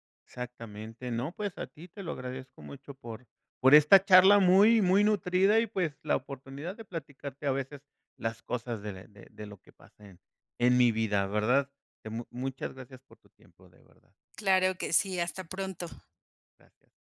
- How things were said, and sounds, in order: none
- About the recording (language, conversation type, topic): Spanish, podcast, ¿Cómo equilibras el trabajo y la vida familiar sin volverte loco?